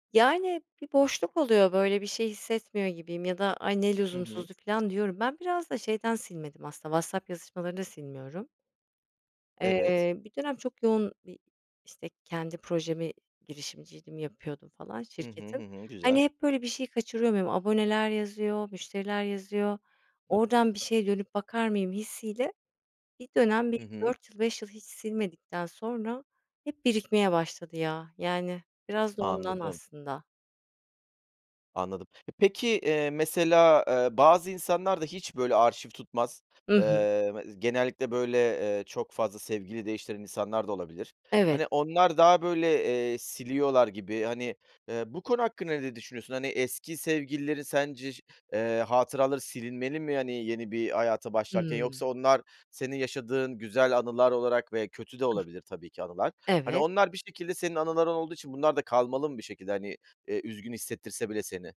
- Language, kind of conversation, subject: Turkish, podcast, Eski gönderileri silmeli miyiz yoksa saklamalı mıyız?
- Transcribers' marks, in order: other background noise